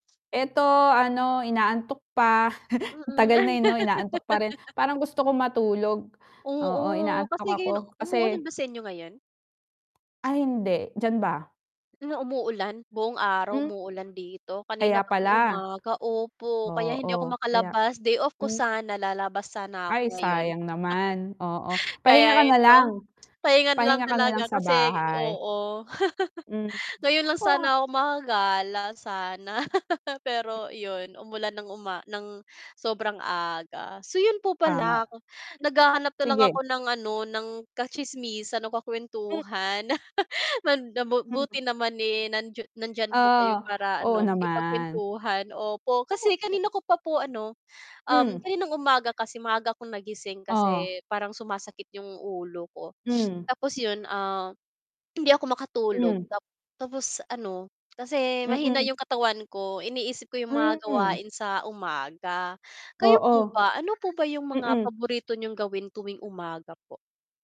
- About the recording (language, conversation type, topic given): Filipino, unstructured, Ano ang paborito mong gawin tuwing umaga?
- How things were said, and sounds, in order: mechanical hum; chuckle; laugh; other background noise; tapping; distorted speech; static; laugh; laugh; laugh; unintelligible speech; chuckle; unintelligible speech; sniff; background speech